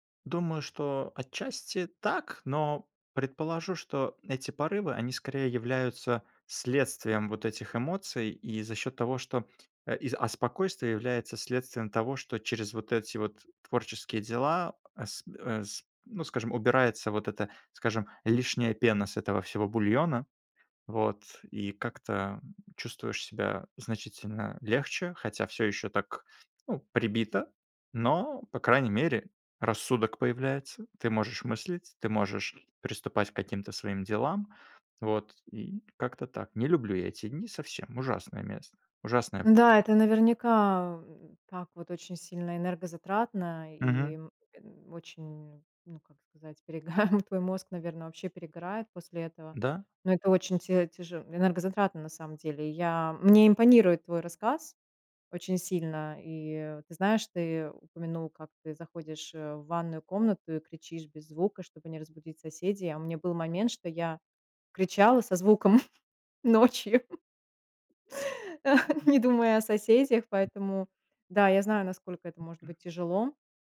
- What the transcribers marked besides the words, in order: laughing while speaking: "перегар"; chuckle; laughing while speaking: "ночью"; laugh; other background noise; tapping
- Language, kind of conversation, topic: Russian, podcast, Как справляться со срывами и возвращаться в привычный ритм?